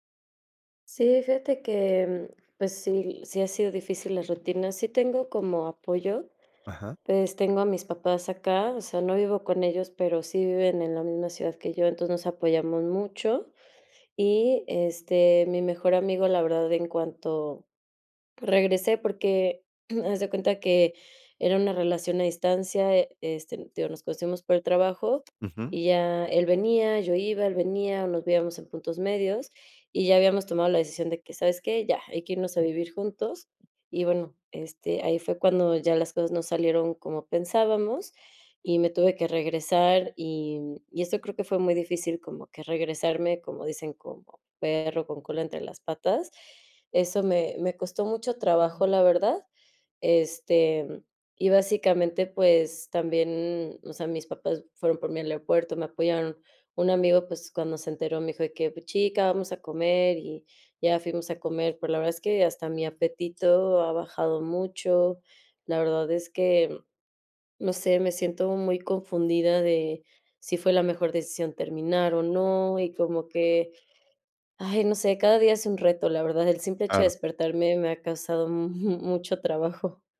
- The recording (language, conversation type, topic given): Spanish, advice, ¿Cómo puedo recuperarme emocionalmente después de una ruptura reciente?
- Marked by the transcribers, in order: other noise